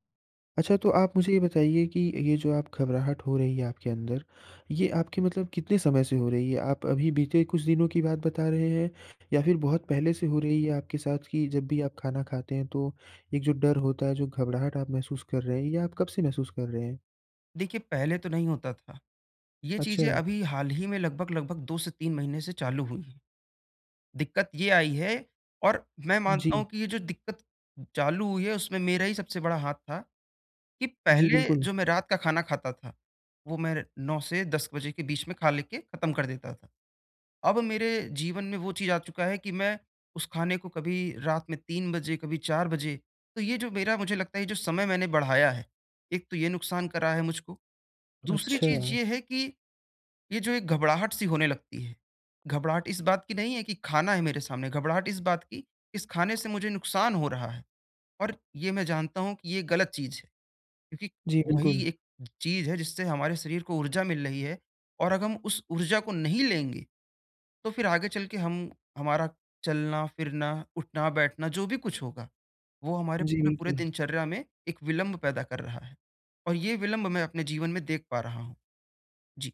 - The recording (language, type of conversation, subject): Hindi, advice, मैं अपनी भूख और तृप्ति के संकेत कैसे पहचानूं और समझूं?
- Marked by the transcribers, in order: none